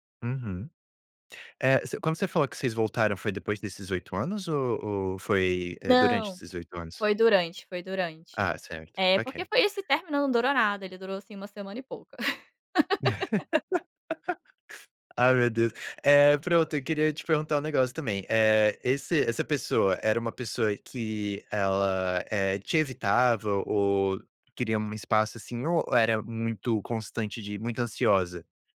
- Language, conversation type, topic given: Portuguese, podcast, Qual é um arrependimento que você ainda carrega?
- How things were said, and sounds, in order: laugh; other background noise